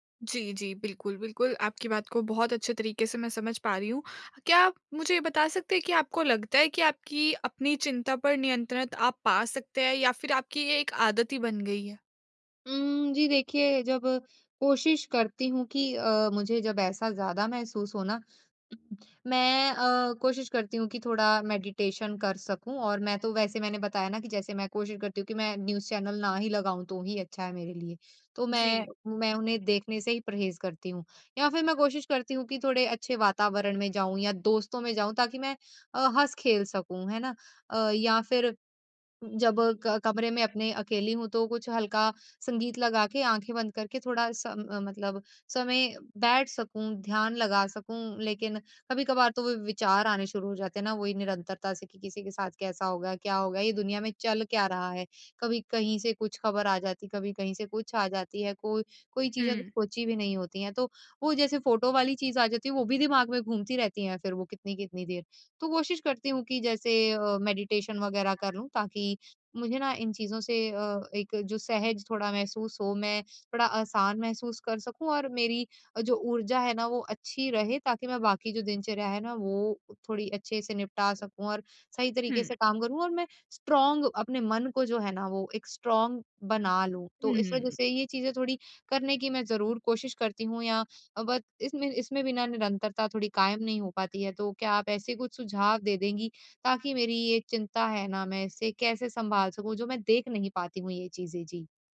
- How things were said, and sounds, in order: other background noise; in English: "मेडिटेशन"; in English: "न्यूज़ चैनल"; in English: "मेडिटेशन"; in English: "स्ट्रॉन्ग"; in English: "स्ट्रॉन्ग"; in English: "बट"
- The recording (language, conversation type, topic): Hindi, advice, दुनिया की खबरों से होने वाली चिंता को मैं कैसे संभालूँ?